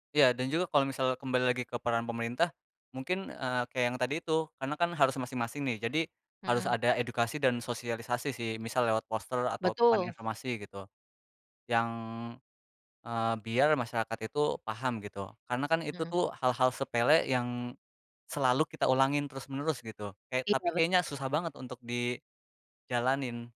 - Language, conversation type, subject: Indonesian, unstructured, Bagaimana reaksi kamu saat menemukan sampah di tempat wisata alam?
- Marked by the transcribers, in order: none